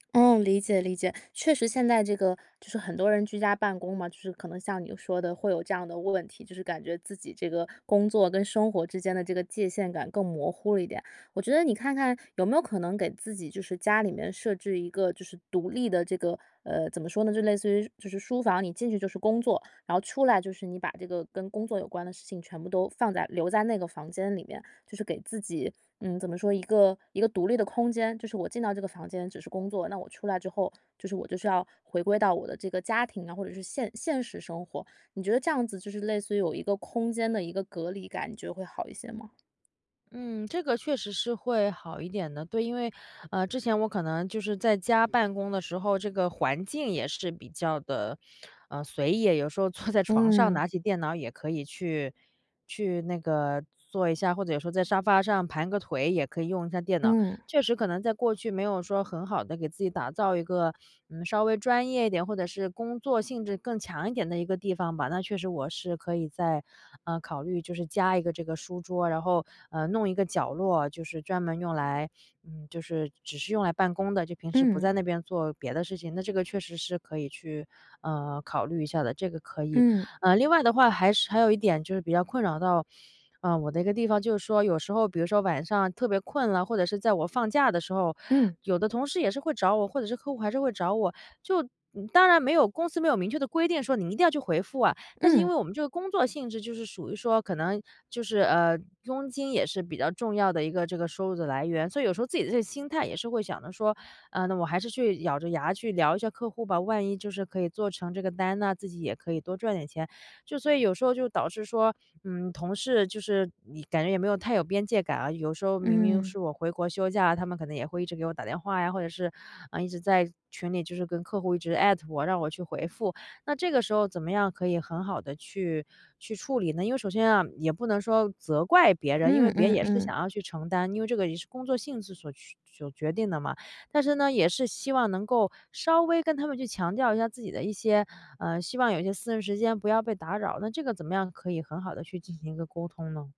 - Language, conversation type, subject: Chinese, advice, 我怎样才能更好地区分工作和生活？
- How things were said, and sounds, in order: laughing while speaking: "坐在"